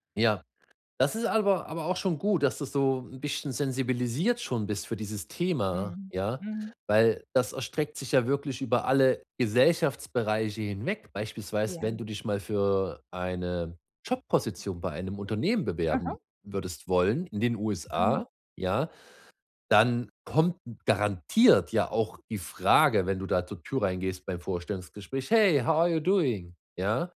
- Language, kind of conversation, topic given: German, advice, Wie kann ich ehrlich meine Meinung sagen, ohne andere zu verletzen?
- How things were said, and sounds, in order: in English: "Hey, how are you doing"